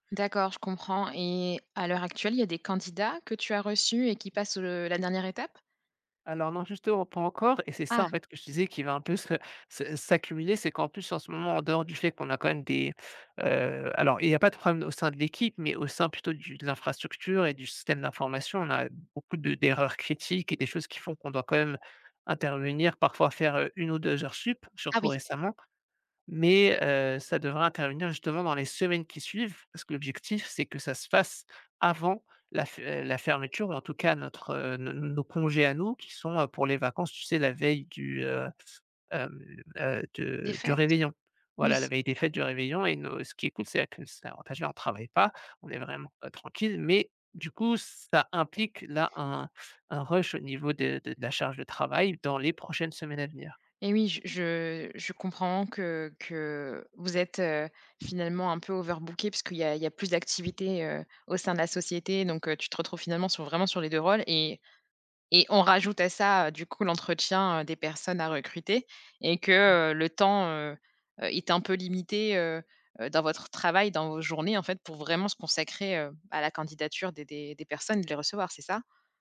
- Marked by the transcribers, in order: "supplémentaires" said as "sup"; tapping
- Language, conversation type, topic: French, advice, Comment décririez-vous un changement majeur de rôle ou de responsabilités au travail ?
- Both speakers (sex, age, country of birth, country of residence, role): female, 30-34, France, France, advisor; male, 35-39, France, France, user